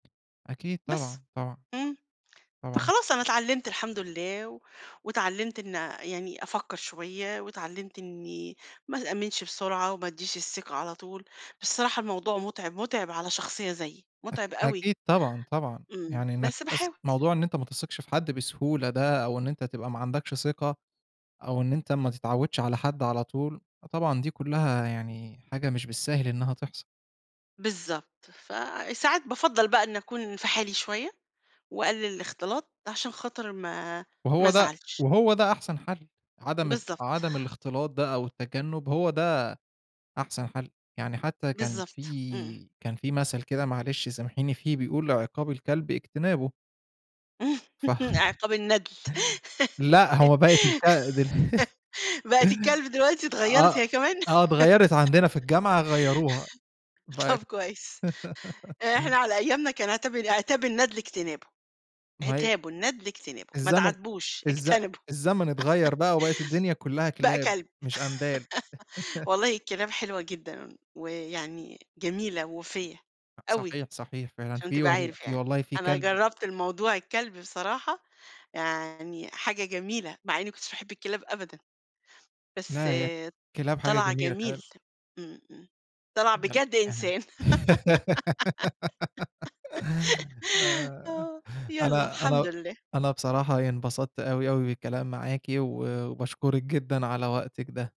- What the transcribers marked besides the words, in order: other background noise; chuckle; laugh; laughing while speaking: "بقِت الكلب دلوقتي، اتغيّرِت هي كمان؟"; chuckle; laugh; laugh; laugh; laugh; unintelligible speech; giggle; giggle
- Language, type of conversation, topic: Arabic, podcast, إيه أغلى درس اتعلمته وفضل معاك لحدّ النهارده؟